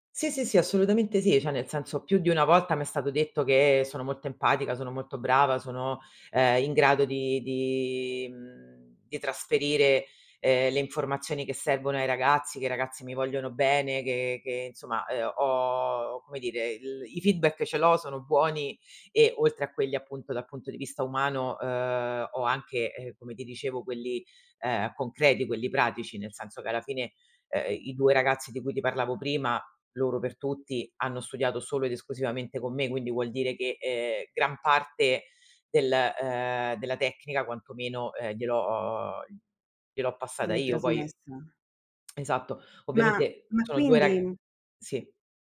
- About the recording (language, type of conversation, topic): Italian, advice, Perché mi sento un impostore al lavoro nonostante i risultati concreti?
- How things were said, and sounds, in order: "cioè" said as "ceh"; "insomma" said as "inzoma"; in English: "feedback"; lip smack